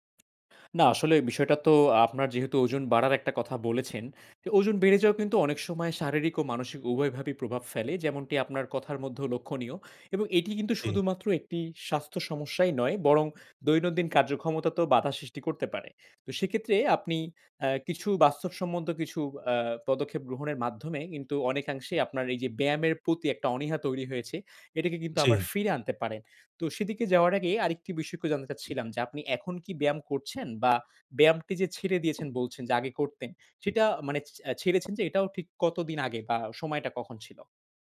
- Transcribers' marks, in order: other background noise; tapping
- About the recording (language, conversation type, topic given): Bengali, advice, ব্যায়ামে নিয়মিত থাকার সহজ কৌশল